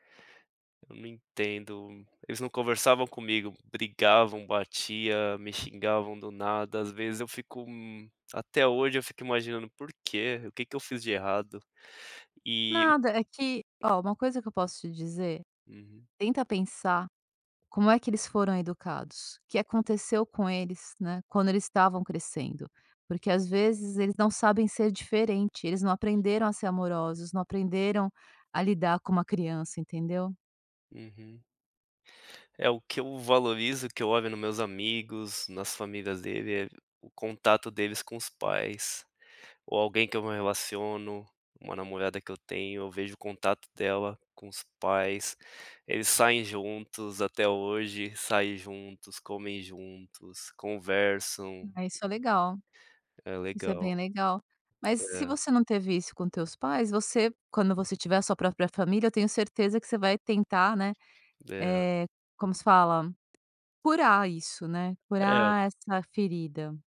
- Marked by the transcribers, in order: none
- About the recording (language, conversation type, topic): Portuguese, podcast, Qual foi o momento que te ensinou a valorizar as pequenas coisas?